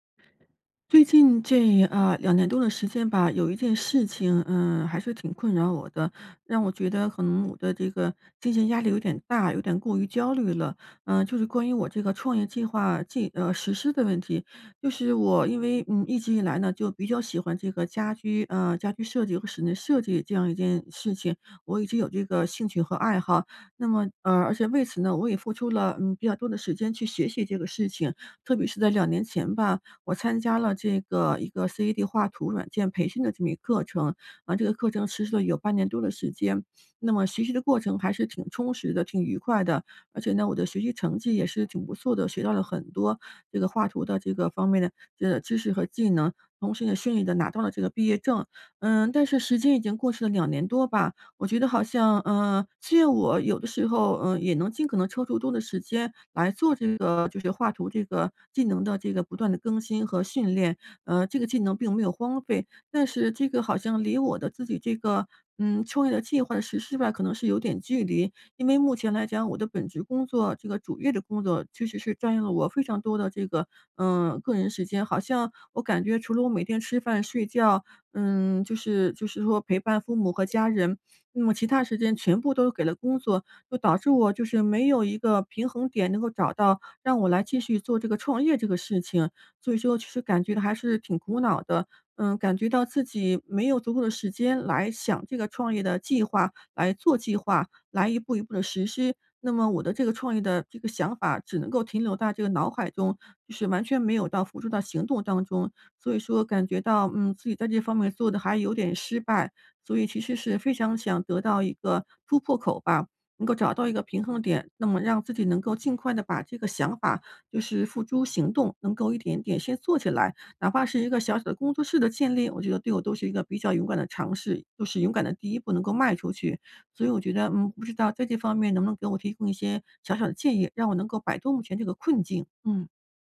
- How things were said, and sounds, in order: other background noise
- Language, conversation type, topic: Chinese, advice, 平衡创业与个人生活